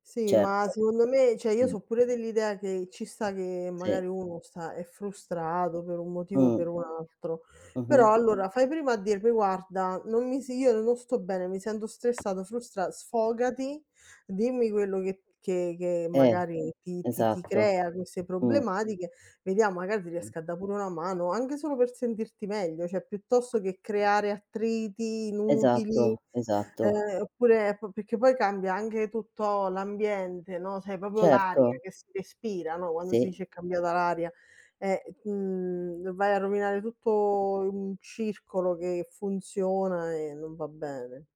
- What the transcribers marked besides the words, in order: "cioè" said as "ceh"; other background noise; tapping; "cioè" said as "ceh"
- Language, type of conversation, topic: Italian, unstructured, Come fai a far valere il tuo punto di vista senza imporlo?